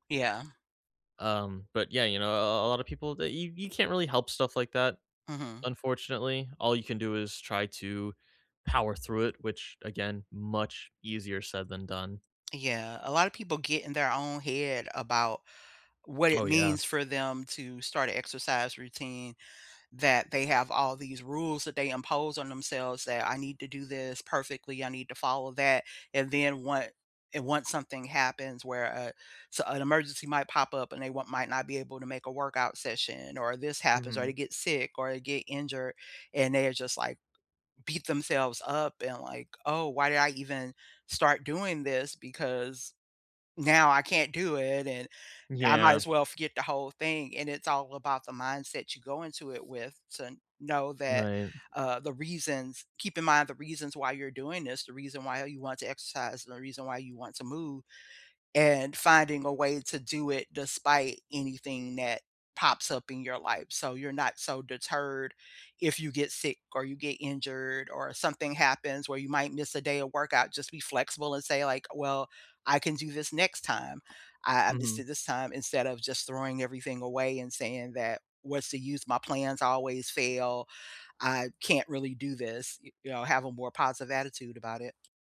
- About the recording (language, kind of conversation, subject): English, unstructured, How can I start exercising when I know it's good for me?
- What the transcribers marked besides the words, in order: stressed: "much"; other background noise; tapping